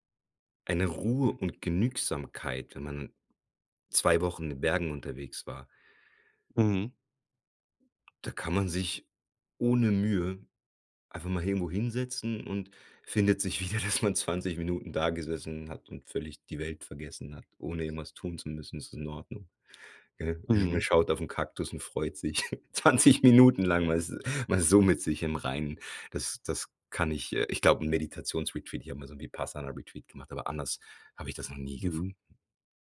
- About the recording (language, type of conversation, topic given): German, podcast, Welcher Ort hat dir innere Ruhe geschenkt?
- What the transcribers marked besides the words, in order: unintelligible speech; laughing while speaking: "wieder"; chuckle; laughing while speaking: "zwanzig Minuten"